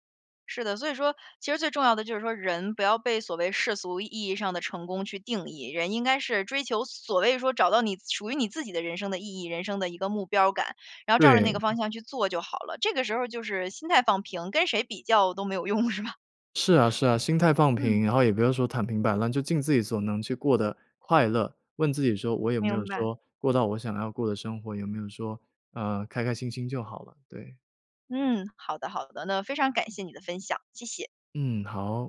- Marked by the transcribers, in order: other background noise; laughing while speaking: "没有用，是吧？"
- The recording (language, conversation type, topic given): Chinese, podcast, 怎样克服害怕失败，勇敢去做实验？